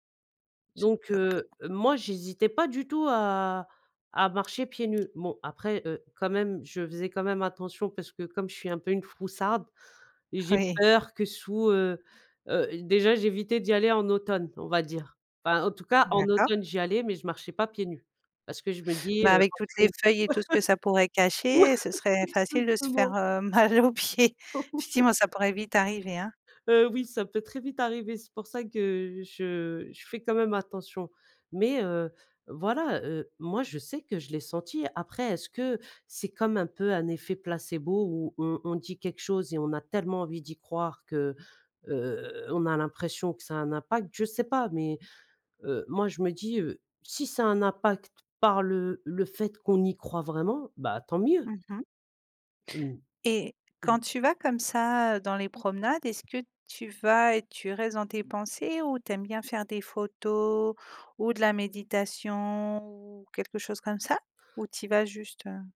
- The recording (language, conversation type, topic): French, podcast, As-tu déjà été saisi par le silence d’un lieu naturel ?
- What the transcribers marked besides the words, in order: unintelligible speech; tapping; unintelligible speech; laugh; laughing while speaking: "Exactement"; laughing while speaking: "mal aux pieds"; laugh